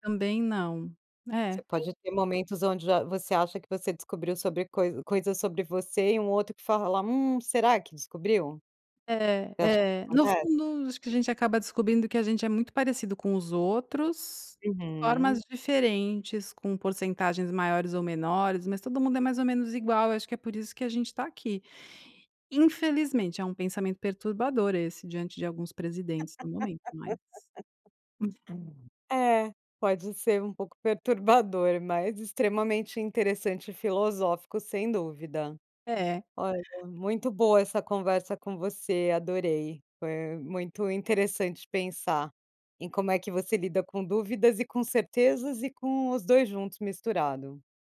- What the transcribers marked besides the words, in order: laugh; laughing while speaking: "um pouco perturbador"
- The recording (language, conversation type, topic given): Portuguese, podcast, Como você lida com dúvidas sobre quem você é?